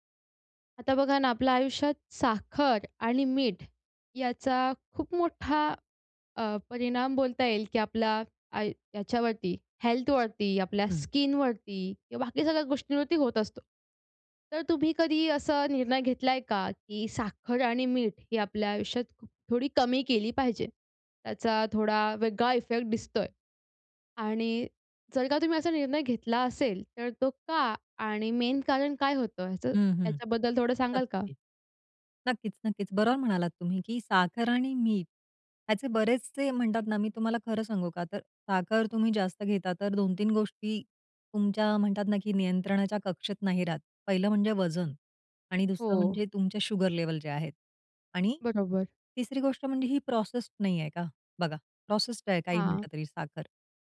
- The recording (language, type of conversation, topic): Marathi, podcast, साखर आणि मीठ कमी करण्याचे सोपे उपाय
- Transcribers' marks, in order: in English: "इफेक्ट"; in English: "मेन"; in English: "शुगर लेव्हल"